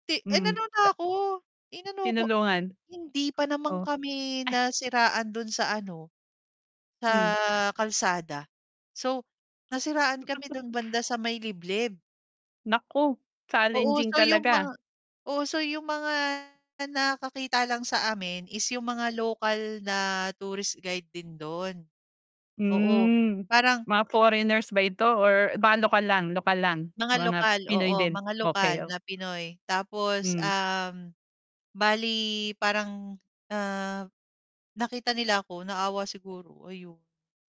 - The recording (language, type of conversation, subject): Filipino, podcast, Naalala mo ba ang isang nakakatawang aberya sa paglalakbay?
- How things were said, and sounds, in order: other background noise; static; distorted speech; tapping